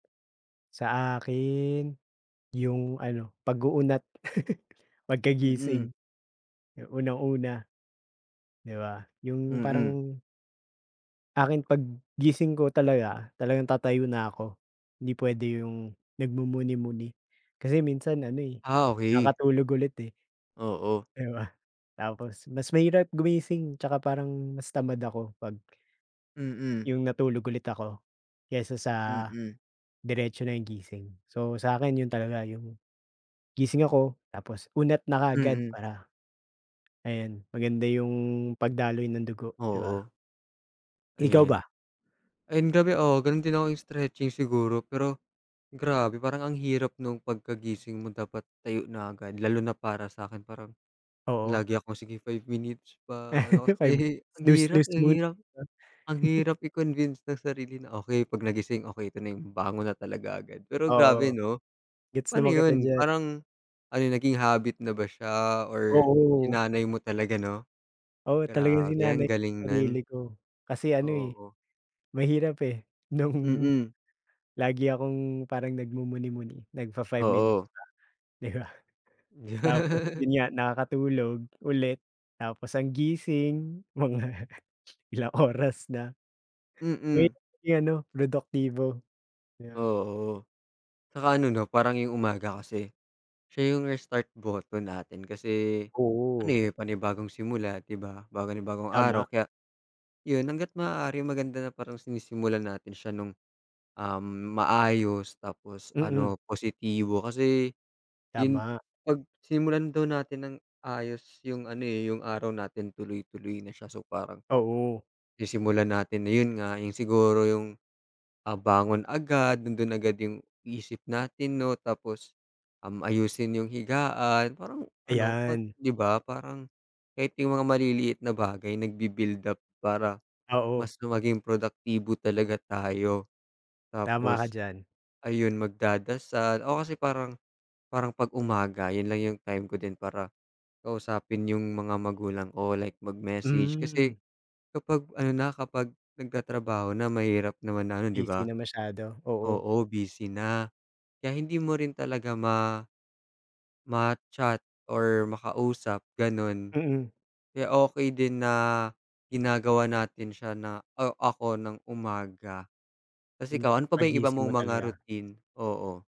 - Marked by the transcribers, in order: chuckle; laugh; chuckle; laugh; laughing while speaking: "mga"; tapping
- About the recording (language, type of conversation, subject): Filipino, unstructured, Ano ang madalas mong gawin tuwing umaga para maging mas produktibo?